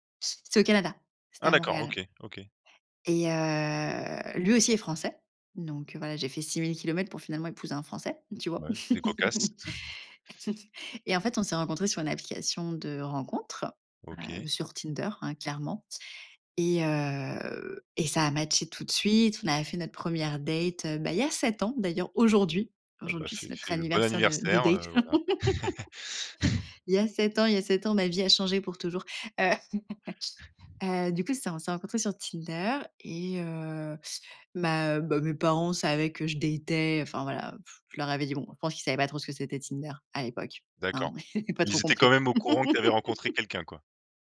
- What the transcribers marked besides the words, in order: other background noise; drawn out: "heu"; laugh; laugh; laugh; chuckle; laugh
- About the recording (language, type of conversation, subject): French, podcast, Comment présenter un nouveau partenaire à ta famille ?